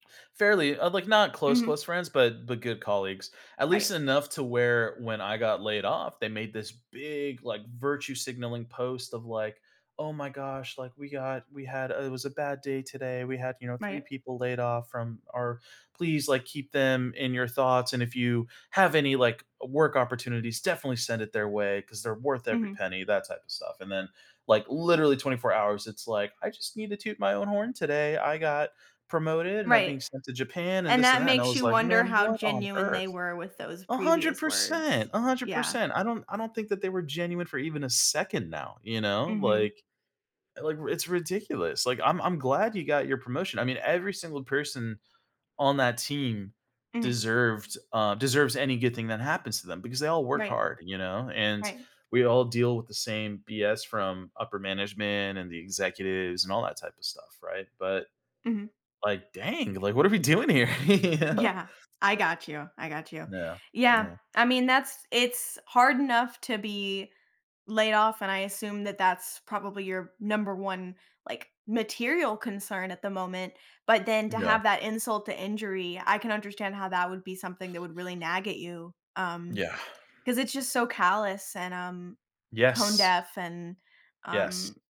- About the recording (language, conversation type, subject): English, advice, How can I improve my chances for the next promotion?
- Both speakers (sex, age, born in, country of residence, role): female, 30-34, United States, United States, advisor; male, 30-34, United States, United States, user
- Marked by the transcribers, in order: stressed: "big"; put-on voice: "Oh my gosh. like, We … off from our"; stressed: "literally"; stressed: "second"; laughing while speaking: "you know?"; laughing while speaking: "Yeah"; tapping